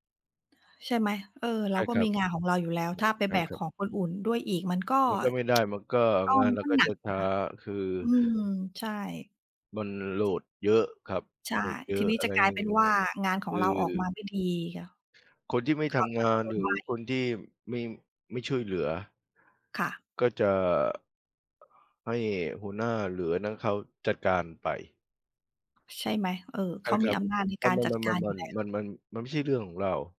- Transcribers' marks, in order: "อื่น" said as "อู่น"; tsk; tapping; other background noise
- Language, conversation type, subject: Thai, unstructured, คุณรู้สึกอย่างไรเมื่อเจอเพื่อนร่วมงานที่ไม่ยอมช่วยเหลือกัน?